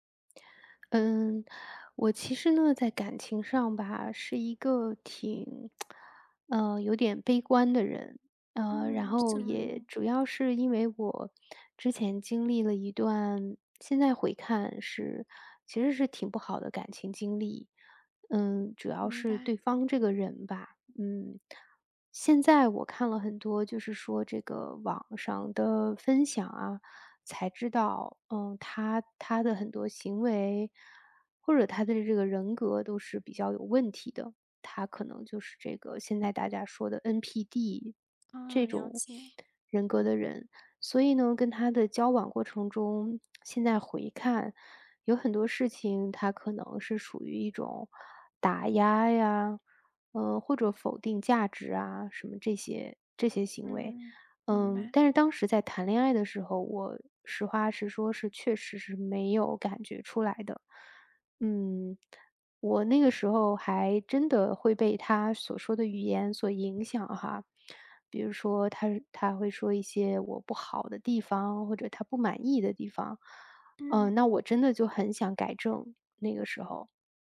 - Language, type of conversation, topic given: Chinese, advice, 分手后我该如何努力重建自尊和自信？
- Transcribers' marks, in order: tsk; other background noise